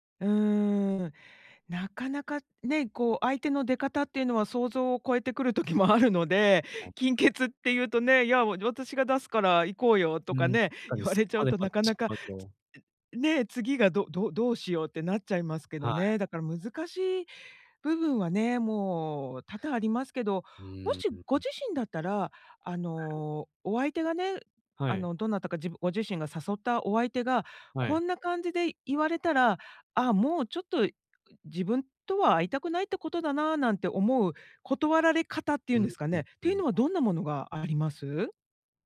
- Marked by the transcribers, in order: laughing while speaking: "時もあるので"; unintelligible speech; unintelligible speech; other background noise
- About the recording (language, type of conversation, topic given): Japanese, advice, 優しく、はっきり断るにはどうすればいいですか？